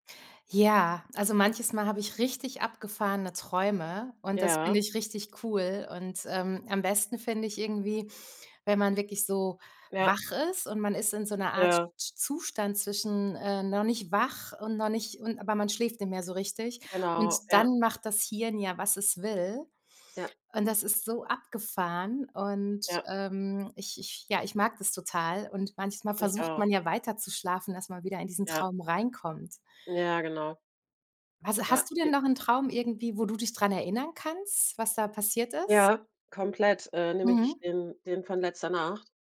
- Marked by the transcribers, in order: other background noise
- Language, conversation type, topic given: German, unstructured, Welche Rolle spielen Träume bei der Erkundung des Unbekannten?
- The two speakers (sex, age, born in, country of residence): female, 45-49, Germany, Germany; female, 45-49, Germany, Germany